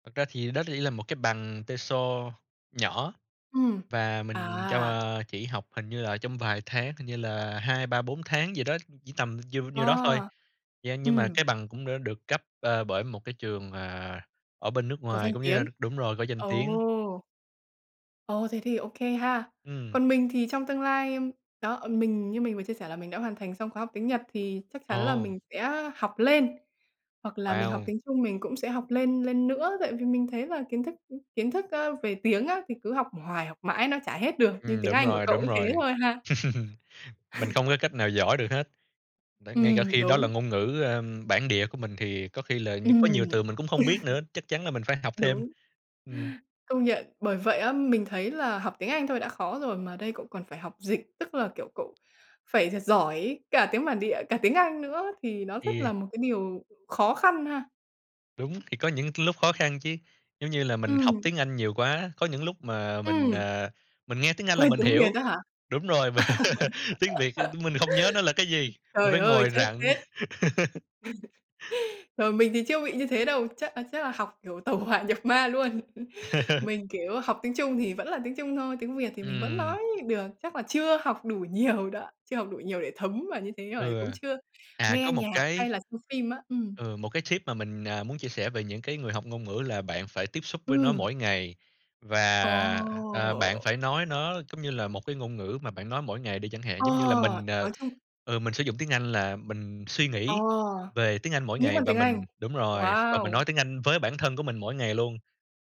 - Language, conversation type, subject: Vietnamese, unstructured, Bạn cảm thấy thế nào khi vừa hoàn thành một khóa học mới?
- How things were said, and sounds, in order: tapping; other background noise; chuckle; laugh; laugh; laugh; laughing while speaking: "mà"; laugh; unintelligible speech; laugh; laughing while speaking: "tẩu"; chuckle; chuckle; drawn out: "Ờ"